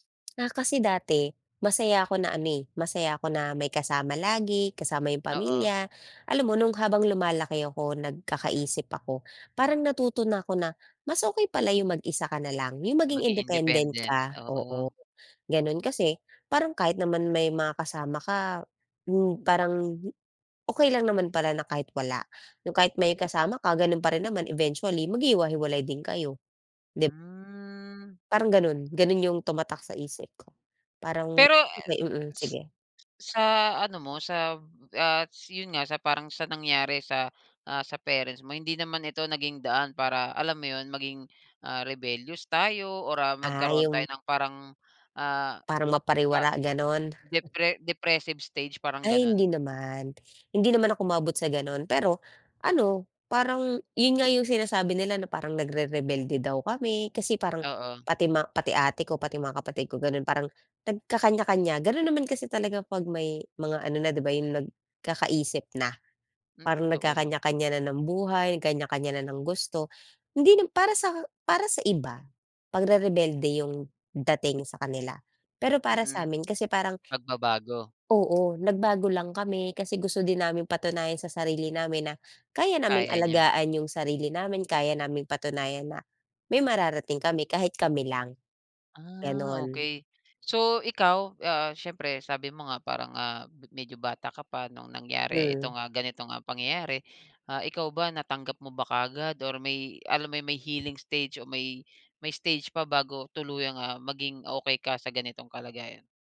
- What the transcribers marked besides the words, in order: in English: "independent"; in English: "independent"; in English: "Eventually"; drawn out: "Hmm"; "yun" said as "syun"; in English: "rebellious"; in English: "depre depressive stage"; other background noise; tapping; gasp; in English: "healing stage"
- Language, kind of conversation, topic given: Filipino, podcast, Ano ang naging papel ng pamilya mo sa mga pagbabagong pinagdaanan mo?
- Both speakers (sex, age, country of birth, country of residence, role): female, 35-39, Philippines, Philippines, guest; male, 35-39, Philippines, Philippines, host